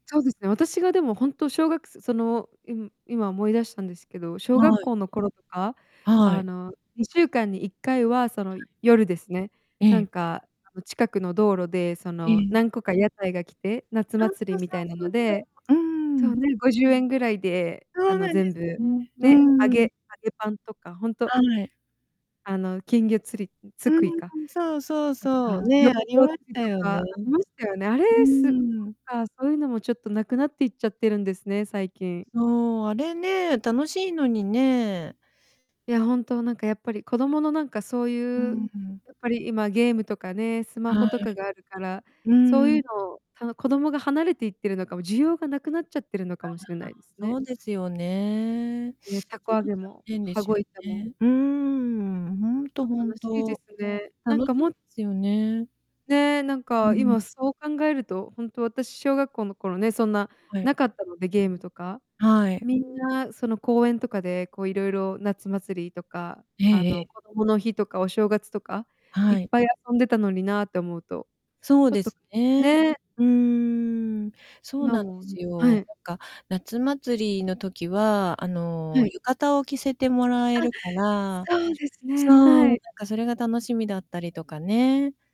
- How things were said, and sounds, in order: unintelligible speech; static; "すくい" said as "つくい"; distorted speech
- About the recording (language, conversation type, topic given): Japanese, unstructured, 日本の伝統行事の中で、いちばん好きなものは何ですか？